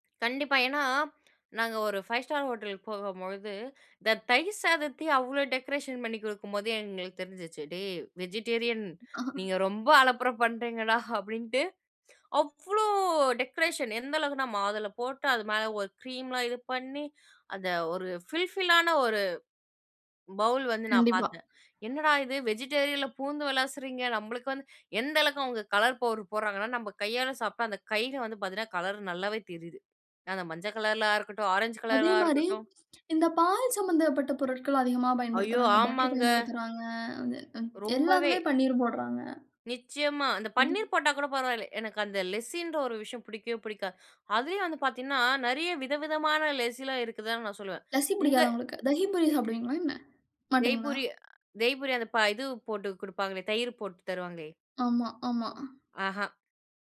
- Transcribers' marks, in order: other background noise; laughing while speaking: "நீங்க ரொம்ப அலப்பர பண்ணுறீங்கடா"; in English: "ஃபில் ஃபில்லான"; in English: "பவுல்"; tapping
- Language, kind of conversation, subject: Tamil, podcast, மொழி தெரியாமலே நீங்கள் எப்படி தொடர்பு கொண்டு வந்தீர்கள்?